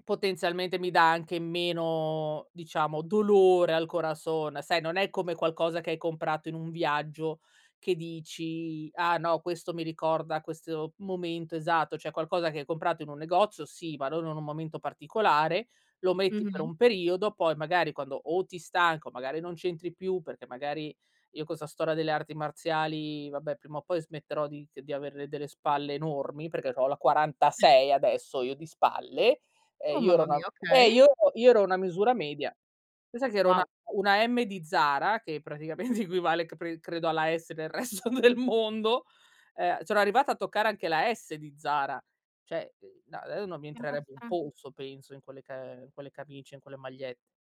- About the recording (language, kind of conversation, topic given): Italian, podcast, Come si costruisce un guardaroba che racconti la tua storia?
- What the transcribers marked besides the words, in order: in Spanish: "corazón"; "Cioè" said as "ceh"; other noise; stressed: "quarantasei"; laughing while speaking: "praticamente"; laughing while speaking: "nel resto del mondo"; "cioè" said as "ceh"; unintelligible speech